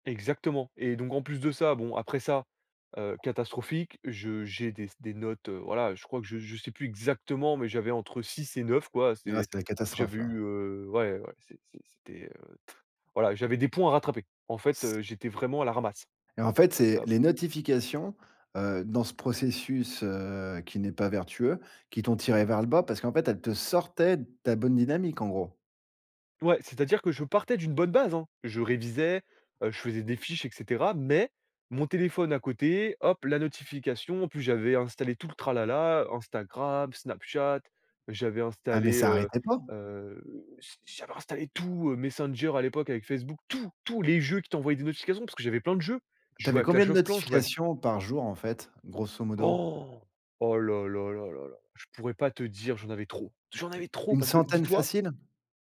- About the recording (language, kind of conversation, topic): French, podcast, Comment gères-tu les notifications sans perdre ta concentration ?
- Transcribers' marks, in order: other background noise; stressed: "exactement"; stressed: "mais"; gasp